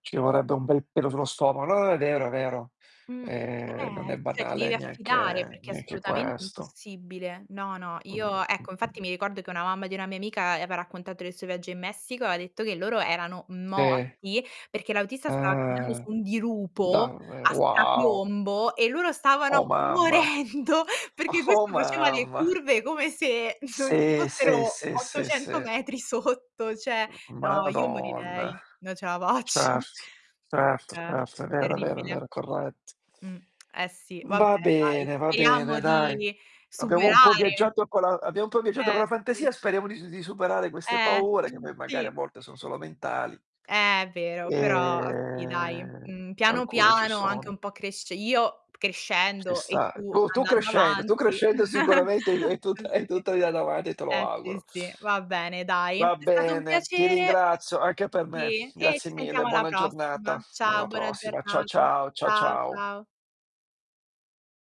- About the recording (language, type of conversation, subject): Italian, unstructured, Quali paure ti frenano quando pensi a un viaggio avventuroso?
- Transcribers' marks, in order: drawn out: "eh"; "cioè" said as "ceh"; drawn out: "Mh"; "aveva" said as "aeva"; tapping; distorted speech; laughing while speaking: "stavano morendo perché questo faceva … ottocento metri sotto"; other noise; "cioè" said as "ceh"; laughing while speaking: "faccio"; lip smack; other background noise; chuckle